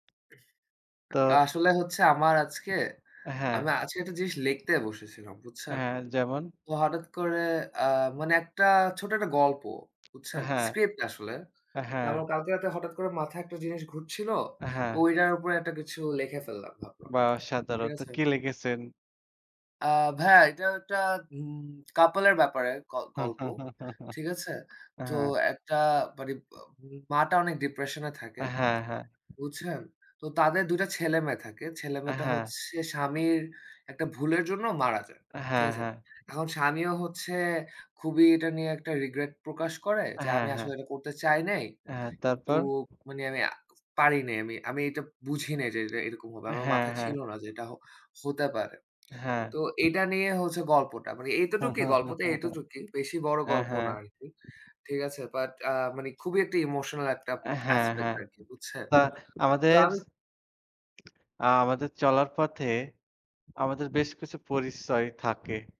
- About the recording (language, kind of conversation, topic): Bengali, unstructured, আপনি কোন উপায়ে নিজের পরিচয় প্রকাশ করতে সবচেয়ে স্বাচ্ছন্দ্যবোধ করেন?
- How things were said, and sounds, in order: other background noise; "লিখতে" said as "লেকতে"; tapping; lip smack; "অসাধারন" said as "অসাদারন"; "লিখেছেন" said as "লিকেছেন"; lip smack; chuckle; horn; chuckle; in English: "aspect"